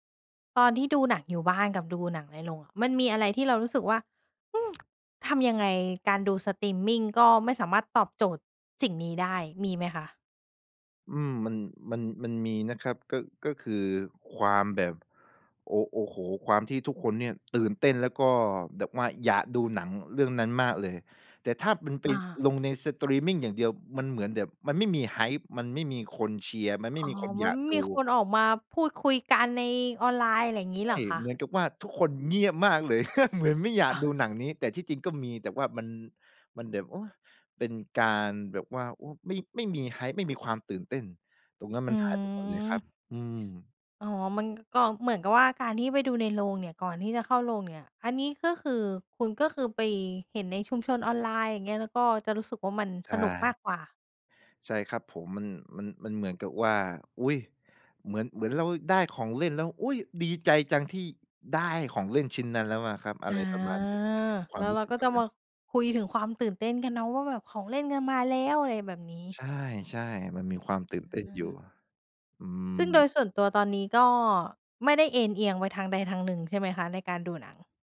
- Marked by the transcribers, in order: tsk; in English: "Hype"; laugh; in English: "Hype"
- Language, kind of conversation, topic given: Thai, podcast, สตรีมมิ่งเปลี่ยนวิธีการเล่าเรื่องและประสบการณ์การดูภาพยนตร์อย่างไร?